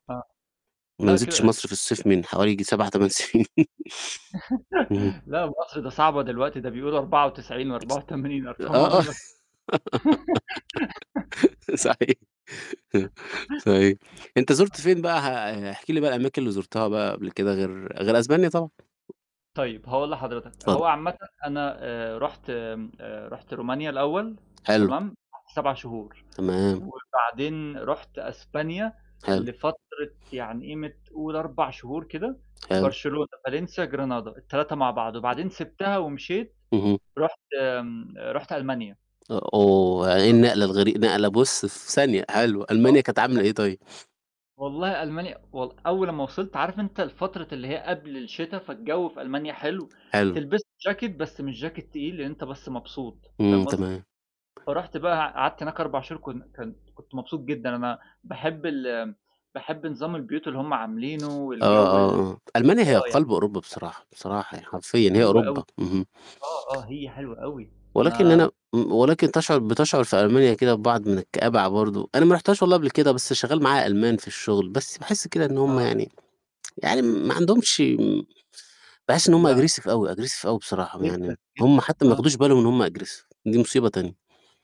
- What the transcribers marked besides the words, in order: laughing while speaking: "سنين"; laugh; mechanical hum; other noise; laugh; laughing while speaking: "صحيح، صحيح"; chuckle; giggle; laugh; tapping; unintelligible speech; unintelligible speech; unintelligible speech; unintelligible speech; in English: "aggressive"; in English: "aggressive"; in English: "aggressive"
- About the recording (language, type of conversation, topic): Arabic, unstructured, إيه أحلى ذكرى عندك من رحلة سافرت فيها قبل كده؟